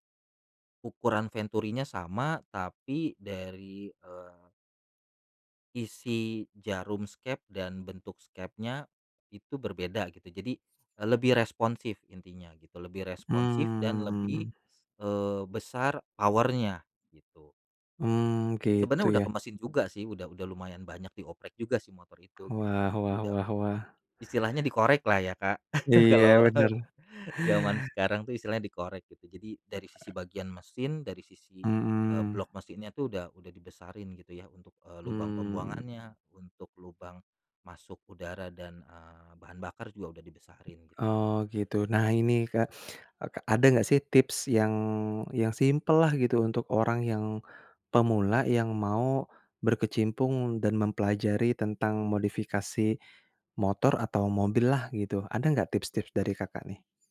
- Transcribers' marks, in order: in English: "power-nya"; tapping; in Javanese: "di-oprek"; chuckle; laughing while speaking: "kalau"; other background noise; inhale
- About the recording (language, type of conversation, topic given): Indonesian, podcast, Apa tips sederhana untuk pemula yang ingin mencoba hobi ini?